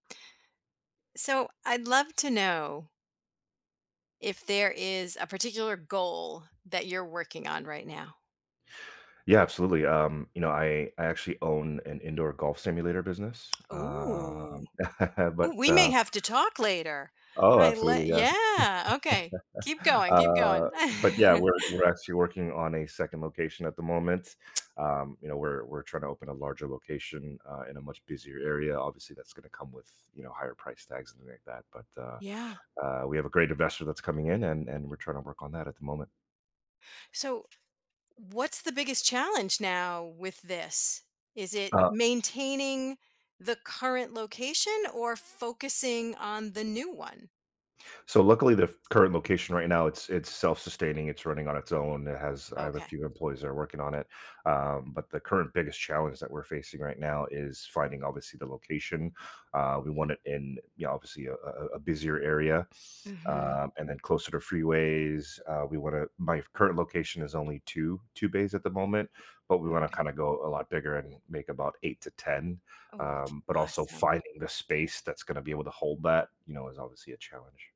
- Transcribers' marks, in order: drawn out: "um"; chuckle; chuckle; chuckle; other background noise
- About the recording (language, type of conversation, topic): English, unstructured, How do you stay motivated when working toward a personal goal?
- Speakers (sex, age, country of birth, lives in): female, 55-59, United States, United States; male, 40-44, United States, United States